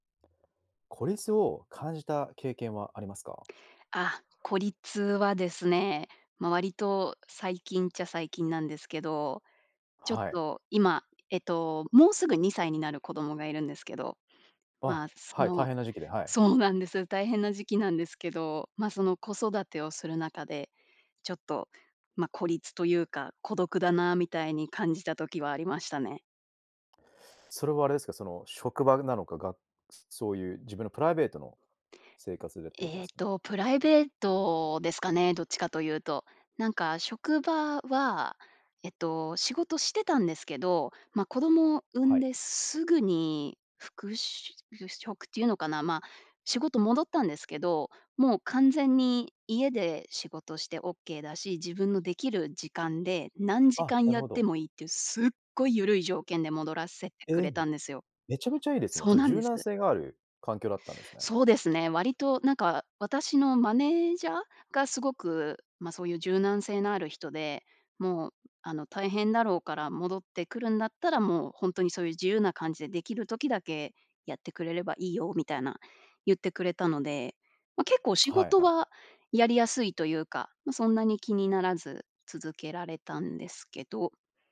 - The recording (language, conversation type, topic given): Japanese, podcast, 孤立を感じた経験はありますか？
- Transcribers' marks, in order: other background noise